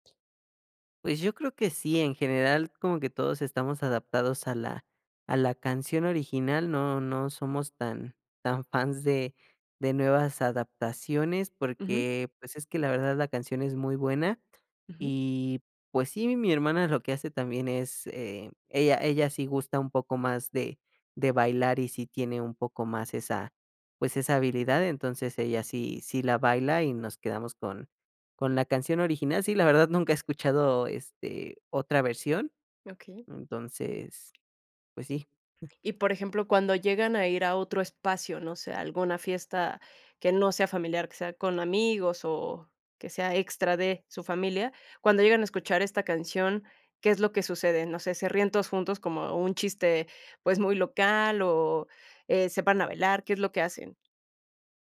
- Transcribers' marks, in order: tapping; chuckle; other background noise
- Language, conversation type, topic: Spanish, podcast, ¿Qué canción siempre suena en reuniones familiares?